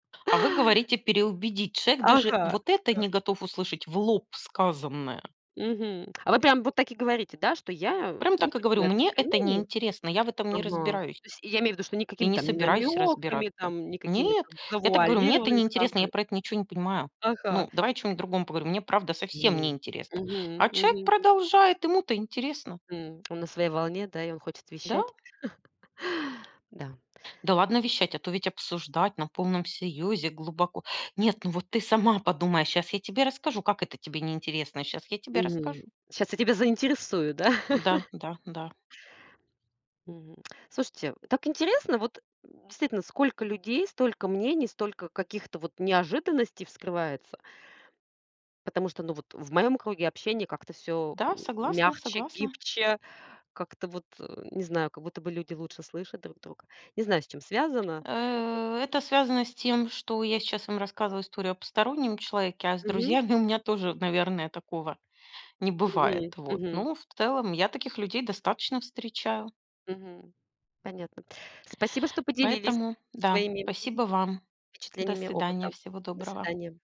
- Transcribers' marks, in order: tapping; laugh; chuckle; other noise
- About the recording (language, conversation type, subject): Russian, unstructured, Как найти общий язык с человеком, который с вами не согласен?